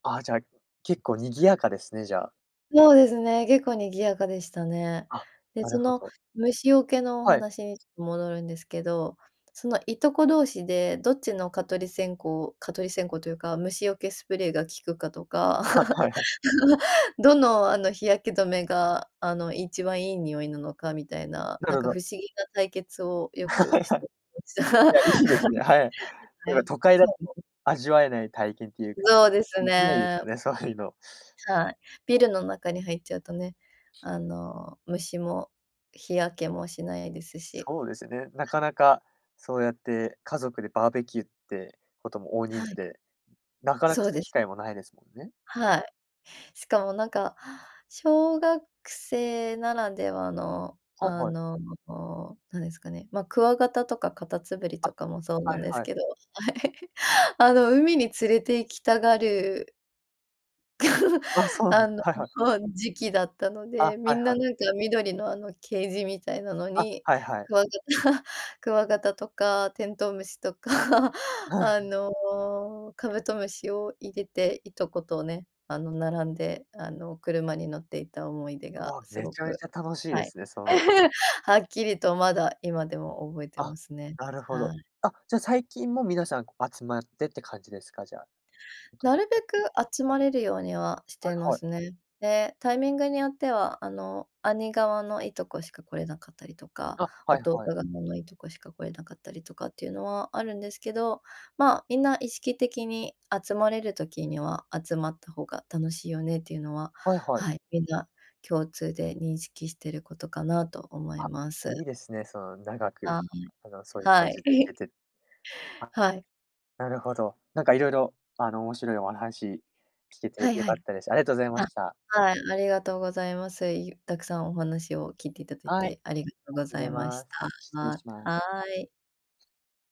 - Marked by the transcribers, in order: other background noise; chuckle; laugh; laugh; laugh; "カタツムリ" said as "カタツブリ"; laughing while speaking: "はい"; laugh; chuckle; chuckle; laugh; laugh
- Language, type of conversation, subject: Japanese, podcast, 子どもの頃のいちばん好きな思い出は何ですか？